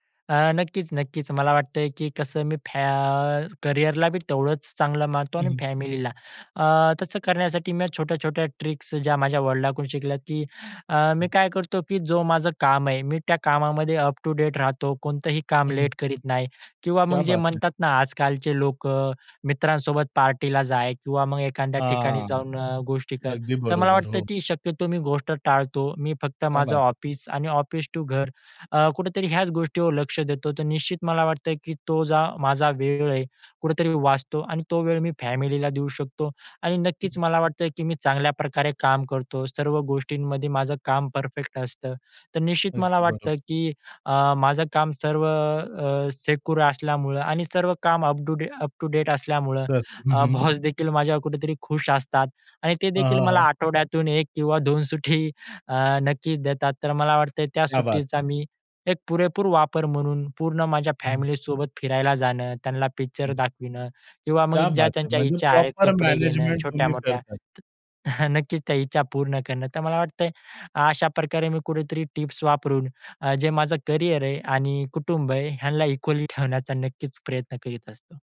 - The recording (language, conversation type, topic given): Marathi, podcast, कुटुंब आणि करिअरमध्ये प्राधान्य कसे ठरवता?
- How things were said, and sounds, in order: tapping; in English: "ट्रिक्स"; "वडिलांकडून" said as "वल्डाकडून"; other background noise; in English: "अप टू डेट"; in Hindi: "क्या बात है!"; in Hindi: "क्या बात है!"; in English: "सेक्युर"; in English: "अप टू डेट"; in Hindi: "क्या बात है!"; in Hindi: "क्या बात है!"; in English: "प्रॉपर"; chuckle